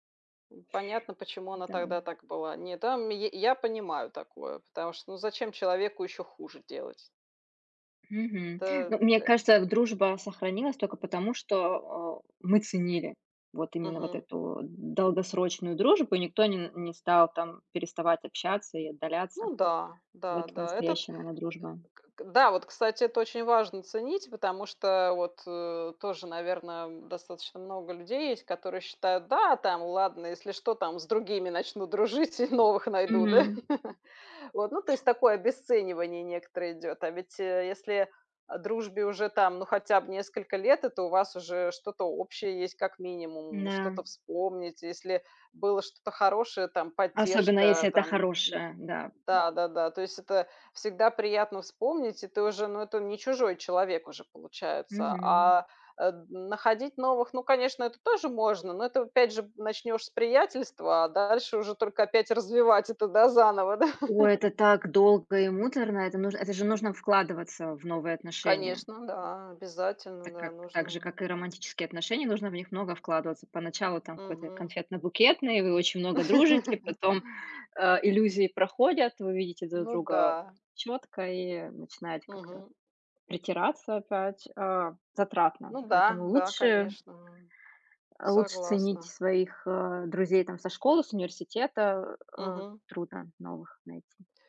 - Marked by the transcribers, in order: chuckle; laugh; laugh
- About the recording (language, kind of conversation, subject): Russian, unstructured, Что для вас значит настоящая дружба?